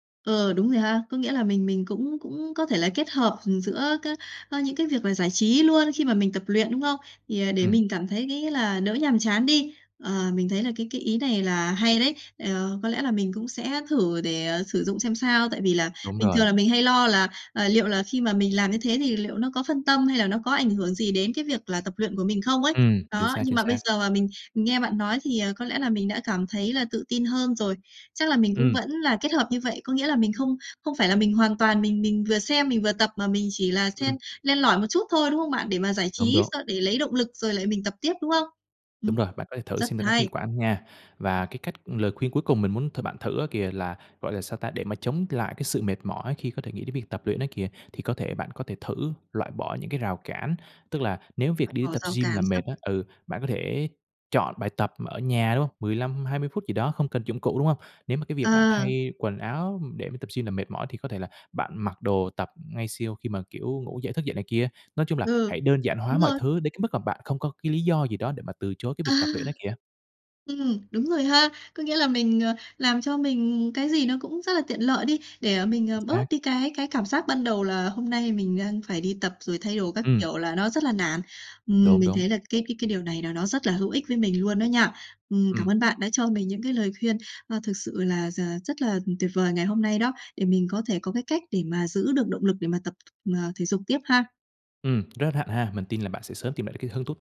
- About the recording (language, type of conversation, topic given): Vietnamese, advice, Làm sao để lấy lại động lực tập luyện và không bỏ buổi vì chán?
- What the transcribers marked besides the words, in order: other background noise; tapping